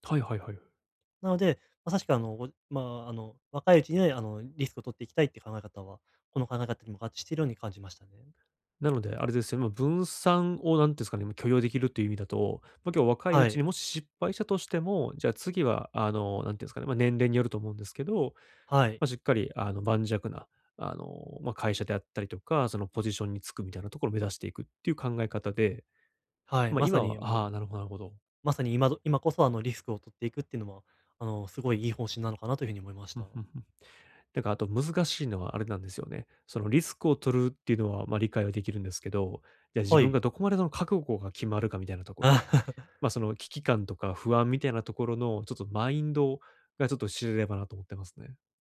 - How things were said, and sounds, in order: chuckle
- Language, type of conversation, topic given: Japanese, advice, どうすればキャリアの長期目標を明確にできますか？
- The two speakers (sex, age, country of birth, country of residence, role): male, 20-24, Japan, Japan, advisor; male, 30-34, Japan, Japan, user